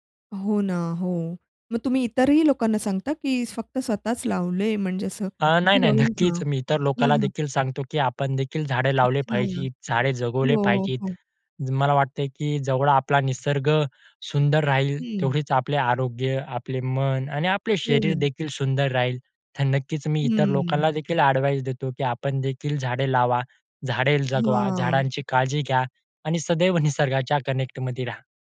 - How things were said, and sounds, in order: other background noise; in English: "कनेक्टमध्ये"
- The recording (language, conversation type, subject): Marathi, podcast, शहरात राहून निसर्गाशी जोडलेले कसे राहता येईल याबद्दल तुमचे मत काय आहे?